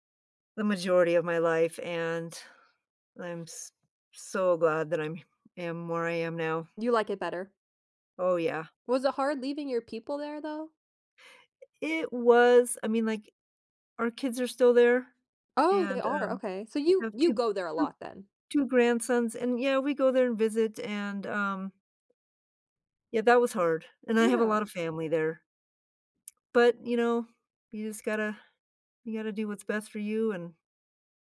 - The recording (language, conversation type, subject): English, unstructured, What do you like doing for fun with friends?
- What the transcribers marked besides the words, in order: tapping